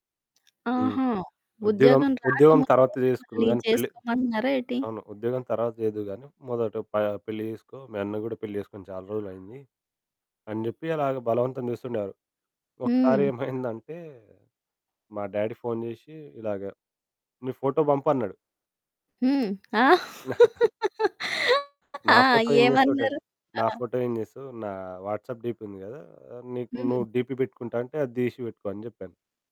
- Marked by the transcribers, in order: other background noise; distorted speech; in English: "డ్యాడీ"; in English: "ఫోటో"; chuckle; laugh; in English: "డ్యాడీ?"; in English: "వాట్సాప్ డీపీ"; in English: "డీపీ"
- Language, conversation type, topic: Telugu, podcast, వివాహ నిర్ణయాల్లో కుటుంబం మోసం చేస్తున్నప్పుడు మనం ఎలా స్పందించాలి?